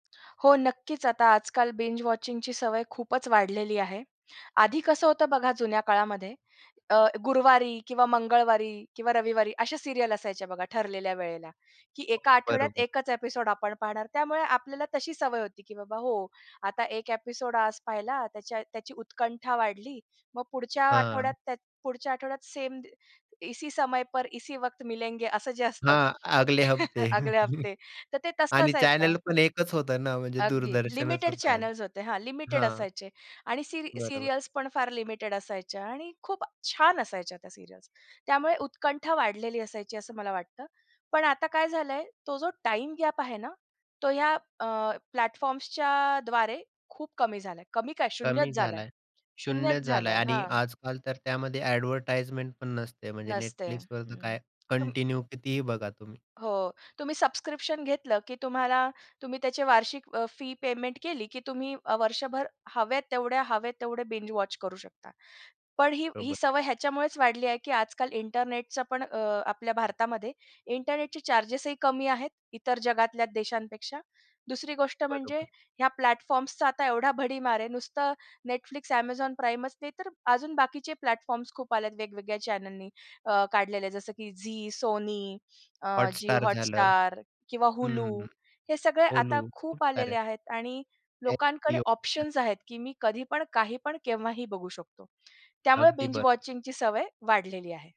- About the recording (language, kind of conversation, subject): Marathi, podcast, बिंजवॉचिंगची सवय आत्ता का इतकी वाढली आहे असे तुम्हाला वाटते?
- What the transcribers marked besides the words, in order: tapping; in English: "बिंज वॉचिंग"; in English: "सीरियल"; in English: "एपिसोड"; in English: "एपिसोड"; in Hindi: "सेम इसी समय पर इसी वक्त मिलेंगे"; in Hindi: "अगले हफ्ते"; chuckle; in Hindi: "अगले हफ्ते"; in English: "चॅनेल"; in English: "चॅनल्स"; in English: "सीरियल्स"; in English: "सीरियल्स"; in English: "प्लॅटफॉर्म्सच्या"; in English: "कंटिन्यू"; in English: "बिंज वॉच"; in English: "प्लॅटफॉर्म्स"; in English: "प्लॅटफॉर्म्स"; in English: "चॅनेलनी"; unintelligible speech; in English: "बिंज वॉचिंगची"; other noise